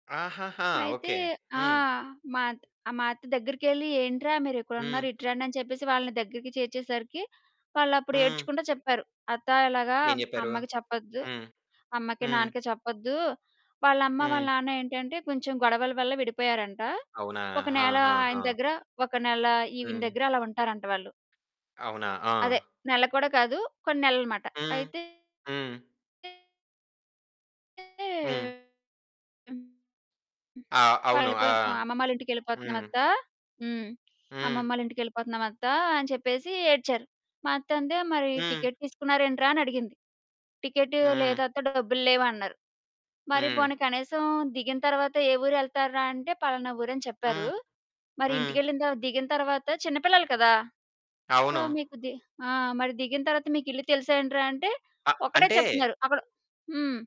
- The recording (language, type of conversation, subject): Telugu, podcast, రైల్లో ప్రయాణించినప్పుడు మీకు జరిగిన ప్రత్యేకమైన ఒక జ్ఞాపకం గురించి చెప్పగలరా?
- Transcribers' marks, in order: "ఈవిడ" said as "ఈవిన"; tapping; distorted speech; in English: "టికెట్"; in English: "టికెట్"; in English: "సో"